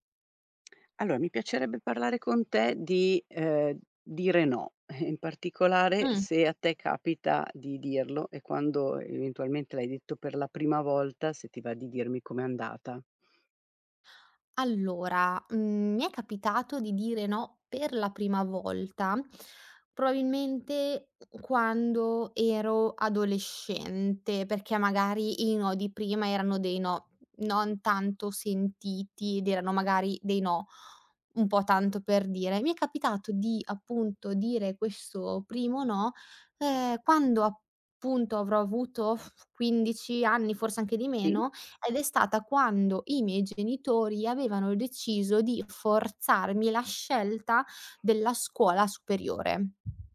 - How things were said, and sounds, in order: chuckle; "probabilmente" said as "probabimente"; blowing; other background noise; tapping
- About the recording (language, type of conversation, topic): Italian, podcast, Quando hai detto “no” per la prima volta, com’è andata?